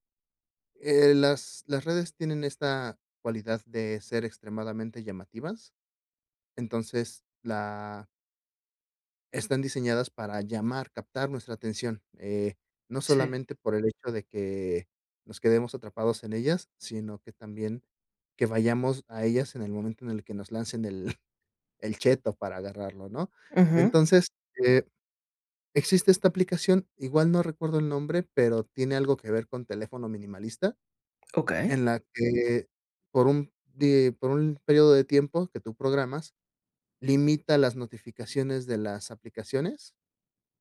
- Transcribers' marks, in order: chuckle
- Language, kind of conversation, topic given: Spanish, advice, ¿Cómo puedo evitar distraerme con el teléfono o las redes sociales mientras trabajo?
- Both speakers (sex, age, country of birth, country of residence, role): female, 45-49, Mexico, Mexico, user; male, 35-39, Mexico, Mexico, advisor